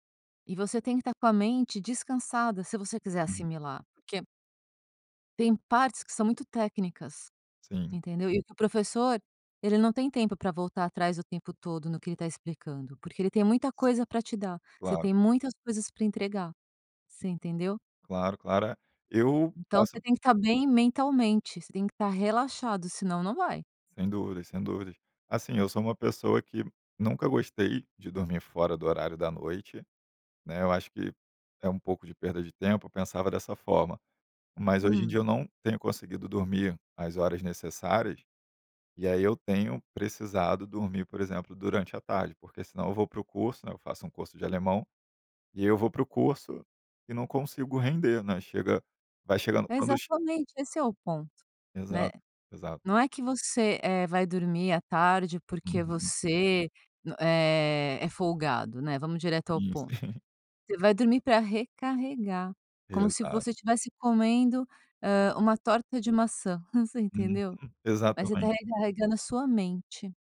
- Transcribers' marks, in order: tapping; chuckle
- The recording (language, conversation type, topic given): Portuguese, podcast, Qual estratégia simples você recomenda para relaxar em cinco minutos?